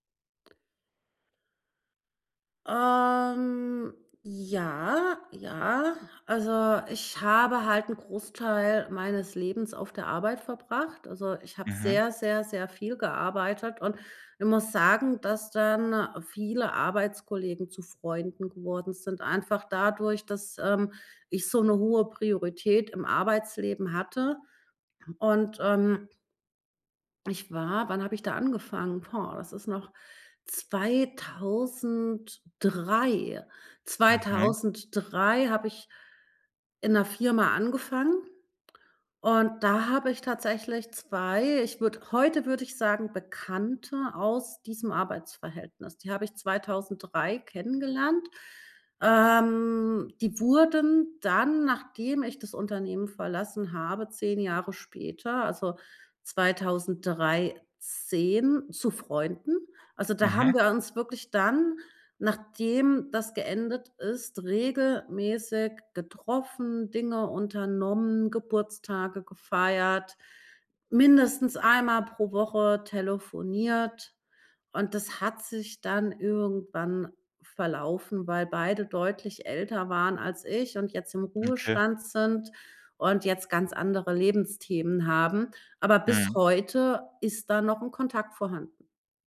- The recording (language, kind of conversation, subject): German, podcast, Wie baust du langfristige Freundschaften auf, statt nur Bekanntschaften?
- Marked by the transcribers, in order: other background noise; drawn out: "Ähm"